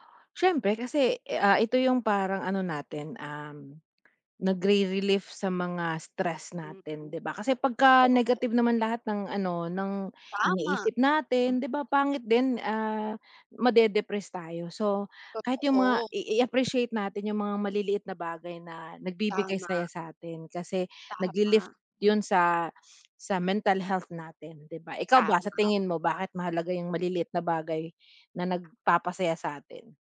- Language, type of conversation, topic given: Filipino, unstructured, Ano ang mga simpleng bagay noon na nagpapasaya sa’yo?
- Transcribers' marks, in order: none